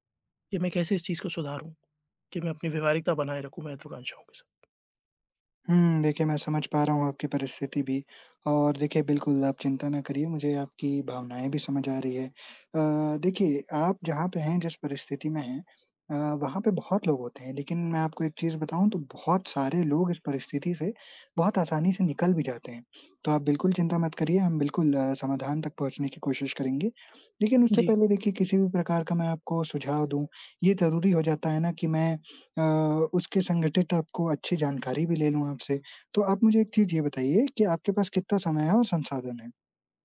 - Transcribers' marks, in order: other background noise
- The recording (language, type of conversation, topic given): Hindi, advice, क्या अत्यधिक महत्वाकांक्षा और व्यवहारिकता के बीच संतुलन बनाकर मैं अपने लक्ष्यों को बेहतर ढंग से हासिल कर सकता/सकती हूँ?